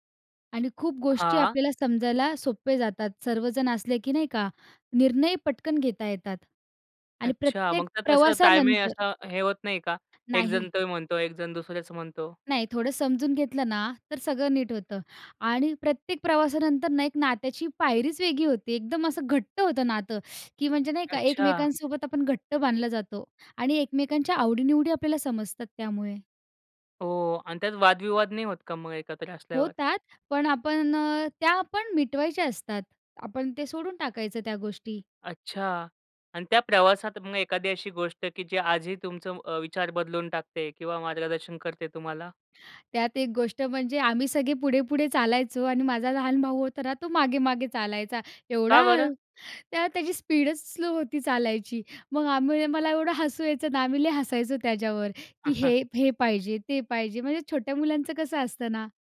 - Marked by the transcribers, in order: tapping; chuckle
- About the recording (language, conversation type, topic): Marathi, podcast, एकत्र प्रवास करतानाच्या आठवणी तुमच्यासाठी का खास असतात?